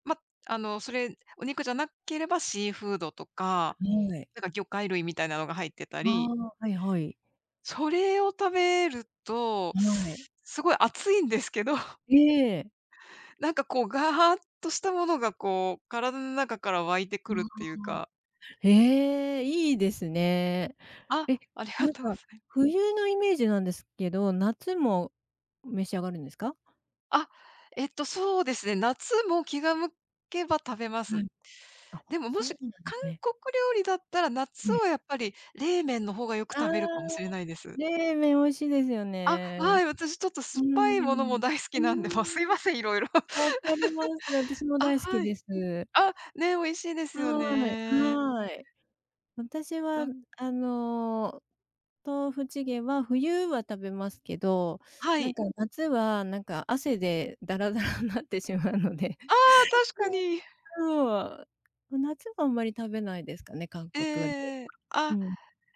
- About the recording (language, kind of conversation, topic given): Japanese, unstructured, 食べると元気が出る料理はありますか？
- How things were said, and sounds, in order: chuckle; background speech; laughing while speaking: "だらだらんなってしまうので"; unintelligible speech; unintelligible speech